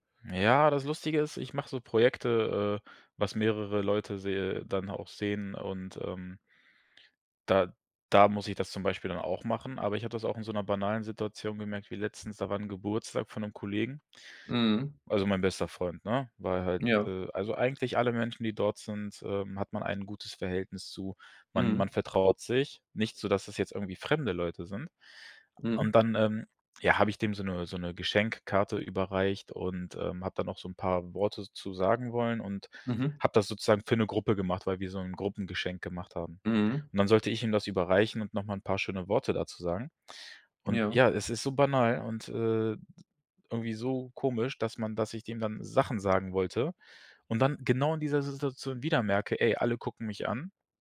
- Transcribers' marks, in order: none
- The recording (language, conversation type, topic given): German, advice, Wie kann ich in sozialen Situationen weniger nervös sein?